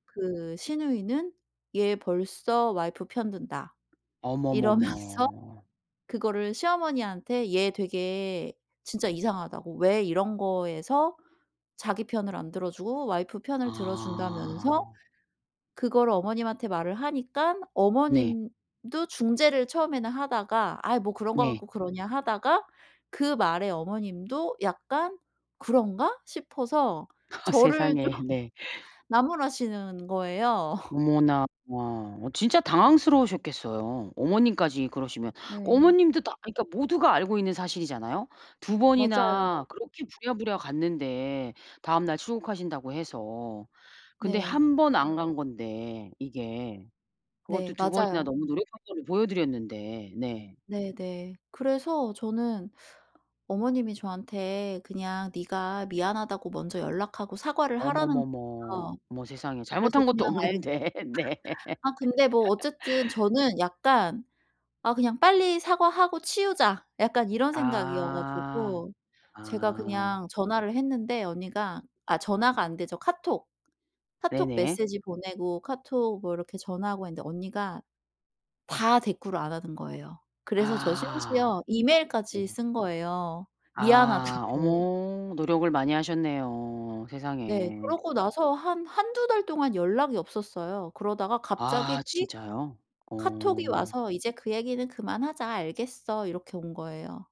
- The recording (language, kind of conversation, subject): Korean, advice, 과거 기억이 떠올라 감정 조절이 어려울 때 어떤 상황인지 설명해 주실 수 있나요?
- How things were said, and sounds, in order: laughing while speaking: "이러면서"; laugh; laughing while speaking: "좀"; laughing while speaking: "거예요"; other background noise; tapping; laughing while speaking: "없는데. 네"; laugh; laughing while speaking: "미안하다고"